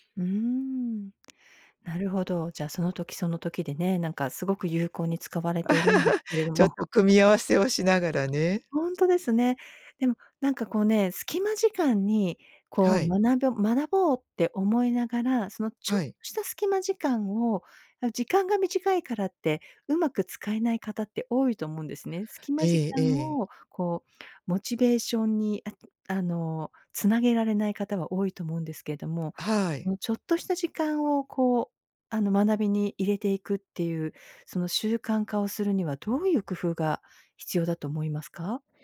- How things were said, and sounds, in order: laugh; other noise
- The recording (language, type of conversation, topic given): Japanese, podcast, 時間がないとき、効率よく学ぶためにどんな工夫をしていますか？